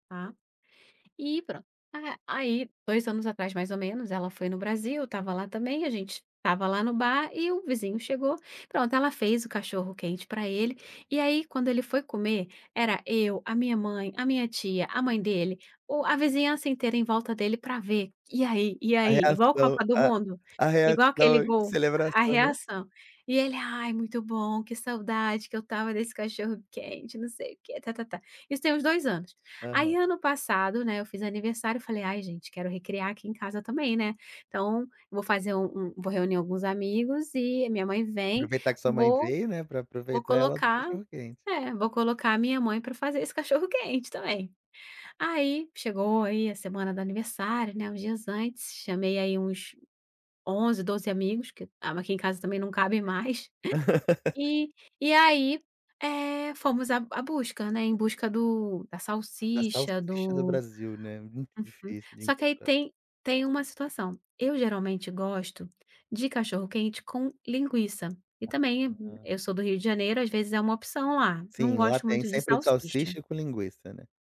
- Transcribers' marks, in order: laugh
- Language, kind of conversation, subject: Portuguese, podcast, Como a comida ajuda a reunir as pessoas numa celebração?